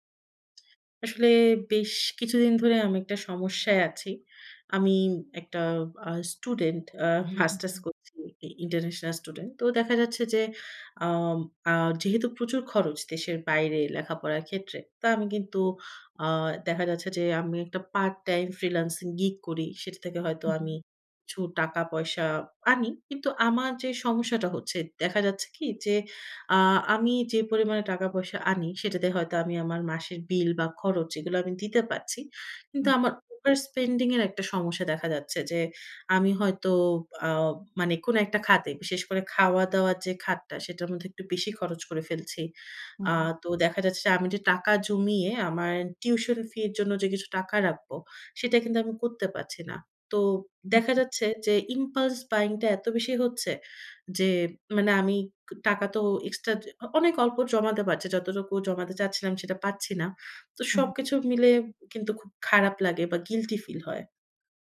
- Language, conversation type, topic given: Bengali, advice, ক্যাশফ্লো সমস্যা: বেতন, বিল ও অপারেটিং খরচ মেটাতে উদ্বেগ
- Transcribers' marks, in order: other background noise; in English: "গিগ"; in English: "ওভার স্পেন্ডিং"; in English: "ইমপালস বায়িং"; in English: "গিল্টি"